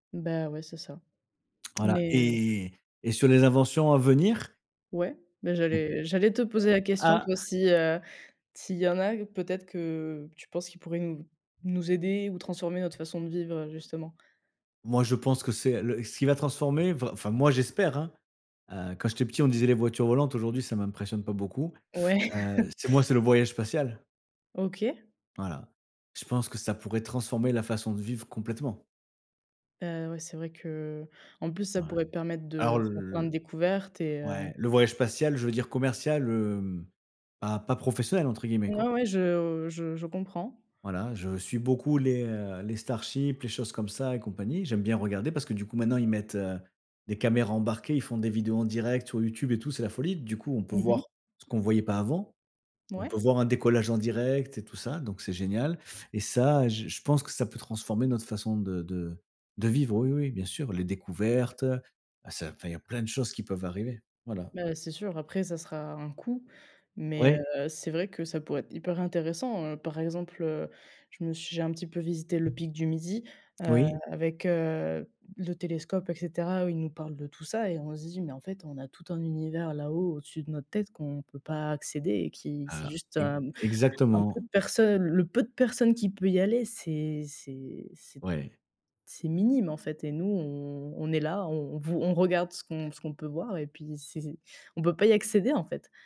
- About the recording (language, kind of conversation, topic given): French, unstructured, Quelle invention scientifique aurait changé ta vie ?
- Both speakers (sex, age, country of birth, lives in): female, 20-24, France, France; male, 45-49, France, France
- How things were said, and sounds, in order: laugh; tapping; in English: "Starships"